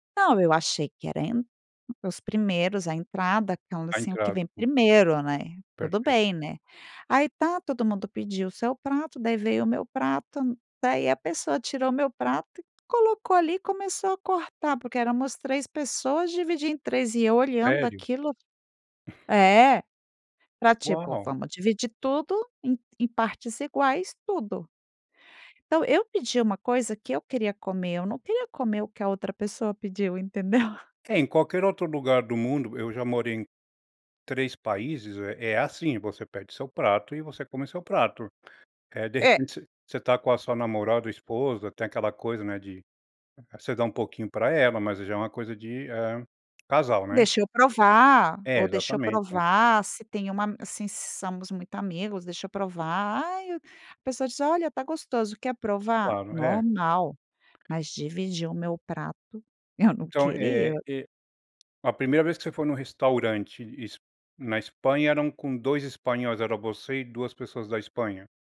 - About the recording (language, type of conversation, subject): Portuguese, podcast, Como a comida influenciou sua adaptação cultural?
- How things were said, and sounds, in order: tapping; "somos" said as "samos"; other background noise